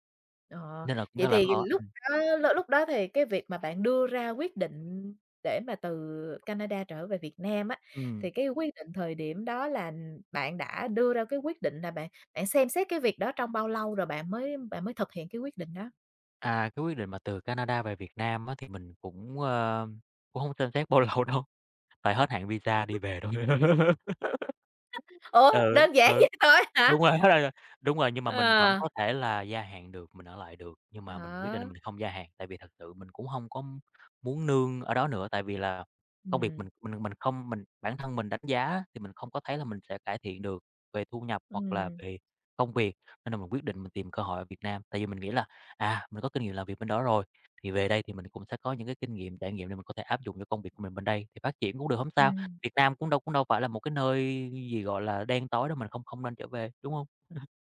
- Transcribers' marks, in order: other background noise; tapping; laughing while speaking: "bao lâu đâu"; laugh; laughing while speaking: "rồi"; laugh; laughing while speaking: "Ủa, đơn giản vậy thôi á hả?"; laughing while speaking: "Ừm"
- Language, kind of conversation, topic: Vietnamese, podcast, Bạn có thể kể về lần bạn đã dũng cảm nhất không?